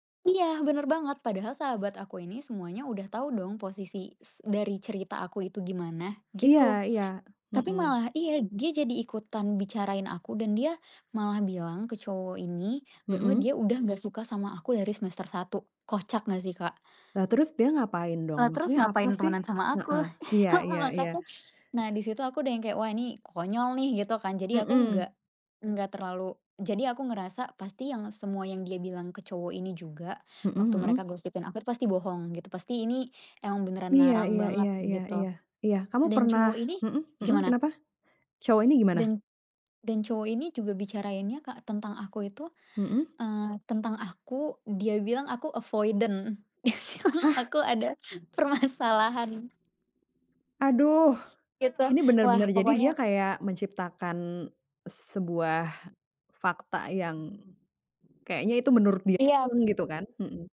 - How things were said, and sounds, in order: chuckle; other background noise; in English: "avoidant"; tapping; laugh; laughing while speaking: "permasalahan"
- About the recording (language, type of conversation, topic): Indonesian, advice, Pernahkah Anda mengalami perselisihan akibat gosip atau rumor, dan bagaimana Anda menanganinya?